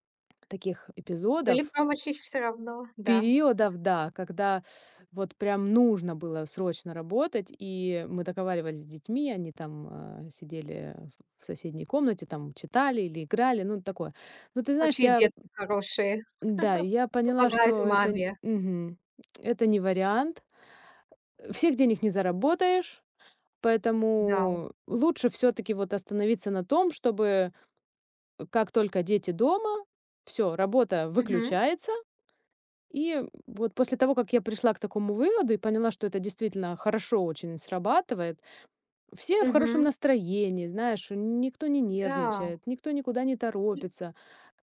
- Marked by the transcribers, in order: chuckle; other noise
- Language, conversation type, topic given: Russian, podcast, Как ты находишь баланс между работой и домом?